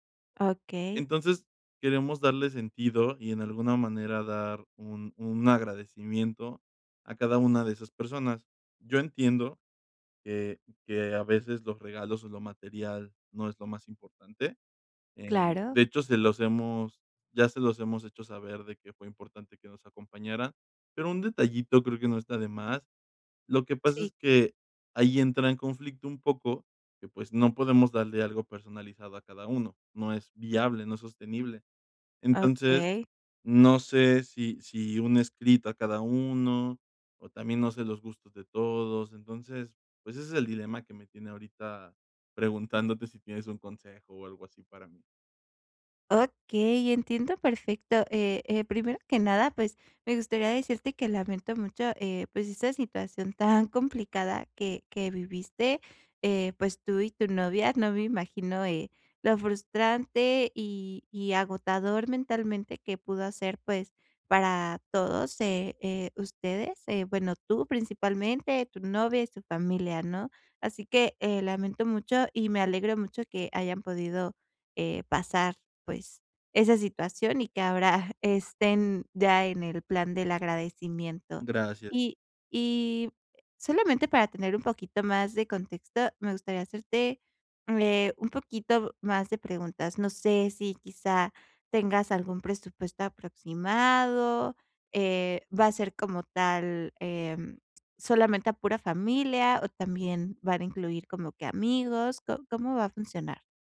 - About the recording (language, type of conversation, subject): Spanish, advice, ¿Cómo puedo comprar un regalo memorable sin conocer bien sus gustos?
- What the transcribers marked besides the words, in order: other background noise